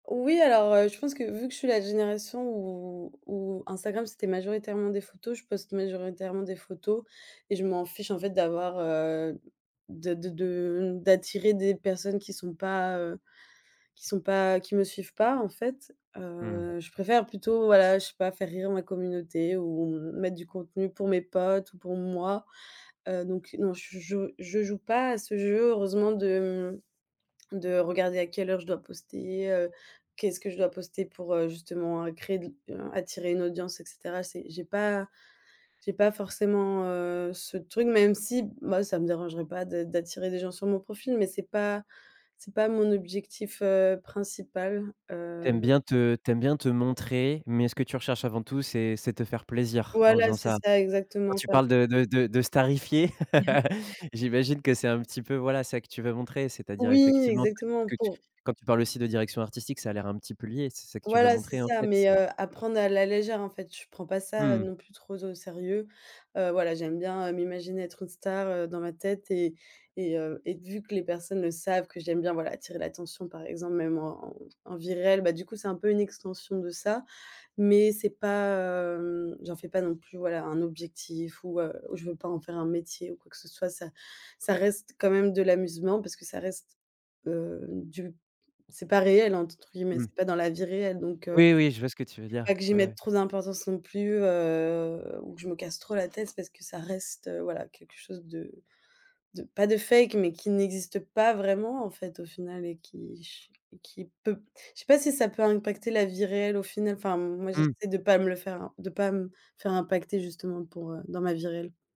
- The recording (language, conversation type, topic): French, podcast, Comment utilises-tu les réseaux sociaux pour te présenter ?
- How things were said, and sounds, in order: tapping; other background noise; laugh; in English: "fake"